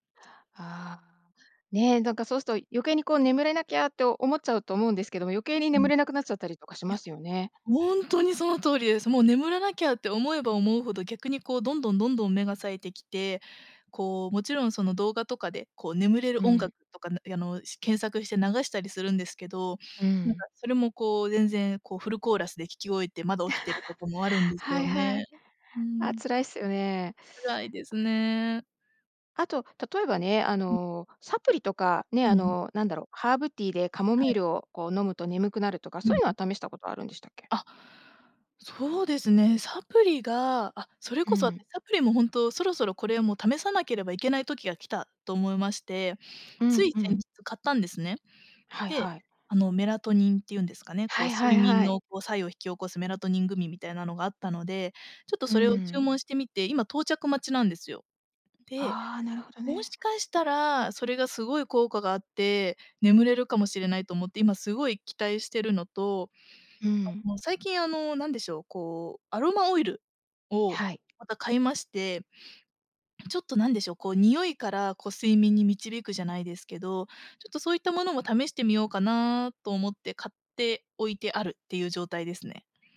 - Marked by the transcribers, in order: laugh; other noise; other background noise
- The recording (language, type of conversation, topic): Japanese, advice, 眠れない夜が続いて日中ボーッとするのですが、どうすれば改善できますか？